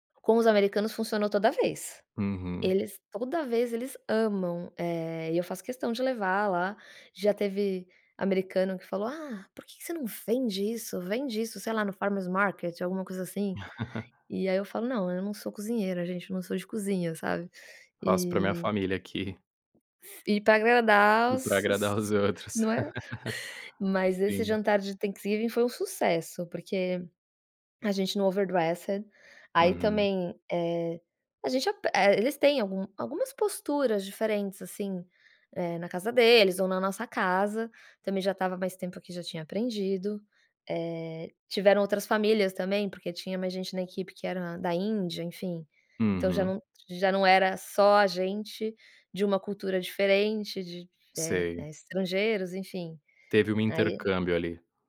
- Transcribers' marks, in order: laugh; tapping; chuckle; in English: "Thanksgiving"; laugh; in English: "overdressed"
- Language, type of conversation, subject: Portuguese, advice, Como você descreve sua ansiedade social em eventos e o medo de não ser aceito?